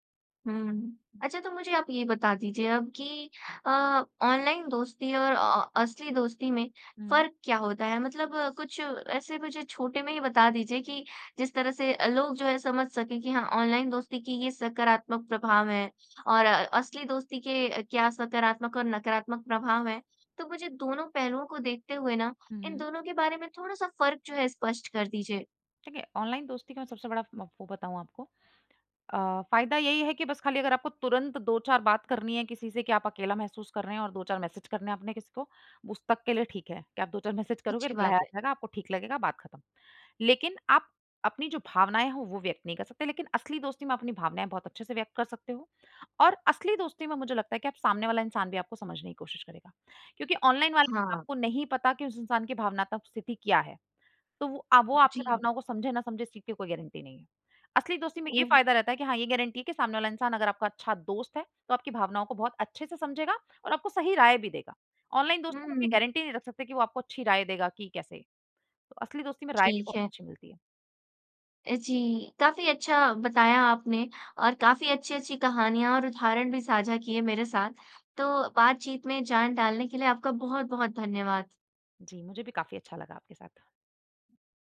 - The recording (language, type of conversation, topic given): Hindi, podcast, ऑनलाइन दोस्तों और असली दोस्तों में क्या फर्क लगता है?
- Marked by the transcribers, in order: in English: "रिप्लाई"